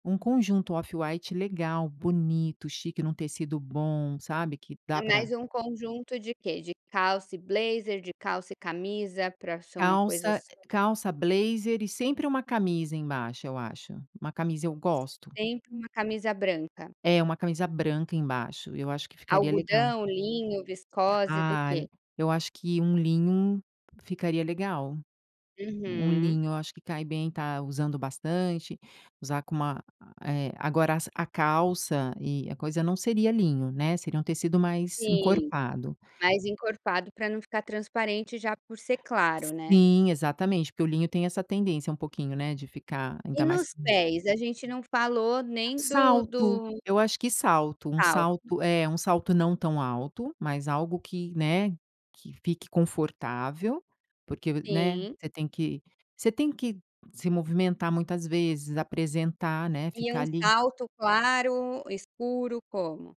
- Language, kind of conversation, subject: Portuguese, podcast, Como escolher roupas para o trabalho e ainda se expressar?
- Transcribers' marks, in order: in English: "off-white"; other background noise